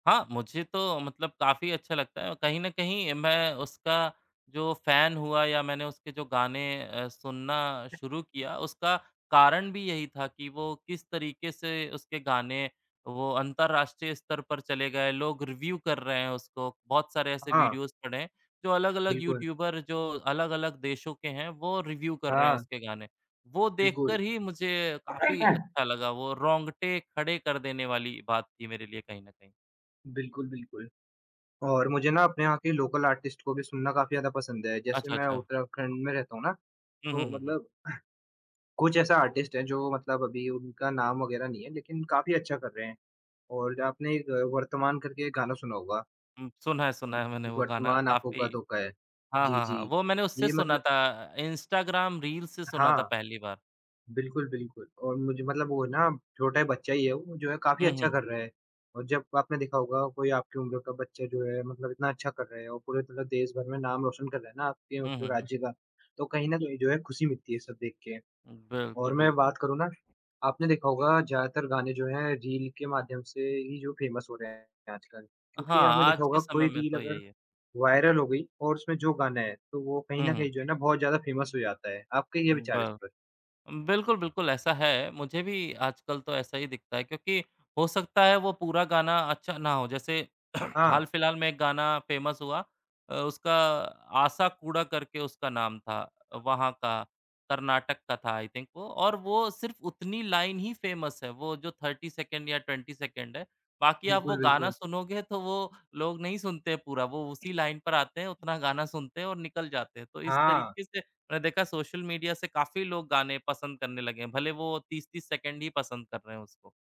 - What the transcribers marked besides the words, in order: in English: "फ़ैन"; other background noise; in English: "रिव्यू"; in English: "वीडियोज़"; in English: "रिव्यू"; tapping; laugh; in English: "लोकल आर्टिस्ट"; other noise; in English: "आर्टिस्ट"; in English: "फ़ेमस"; in English: "फ़ेमस"; throat clearing; in English: "फ़ेमस"; in English: "आई थिंक"; in English: "लाइन"; in English: "फ़ेमस"; in English: "थर्टी"; in English: "ट्वेंटी"; in English: "लाइन"
- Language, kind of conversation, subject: Hindi, unstructured, आपका पसंदीदा गाना कौन सा है और क्यों?